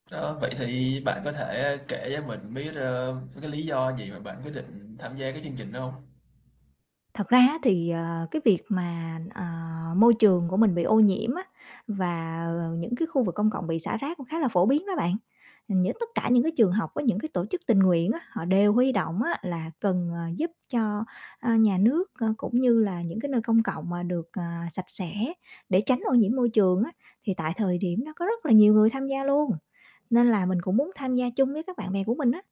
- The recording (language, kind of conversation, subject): Vietnamese, podcast, Bạn đã từng tham gia dọn rác cộng đồng chưa, và trải nghiệm đó của bạn như thế nào?
- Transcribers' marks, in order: other background noise